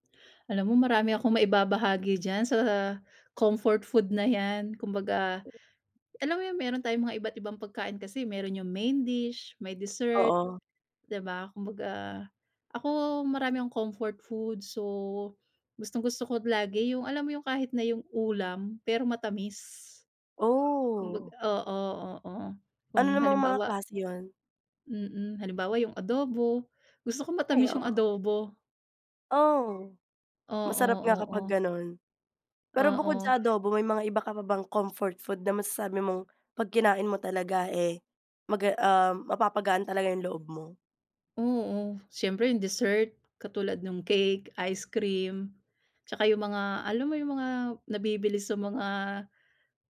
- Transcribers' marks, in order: tapping; in English: "comfort food"; in English: "comfort food"; drawn out: "Oh!"; in English: "comfort food"
- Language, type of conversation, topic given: Filipino, podcast, Ano ang paborito mong pagkaing pampagaan ng pakiramdam, at bakit?